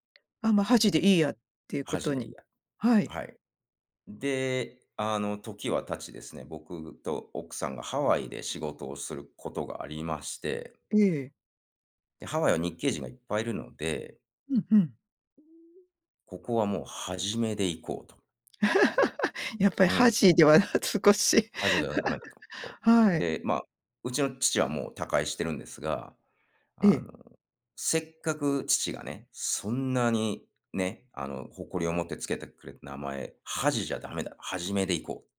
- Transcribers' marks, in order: other background noise; laugh; laughing while speaking: "では少し"; laugh
- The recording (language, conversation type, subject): Japanese, podcast, 名前や苗字にまつわる話を教えてくれますか？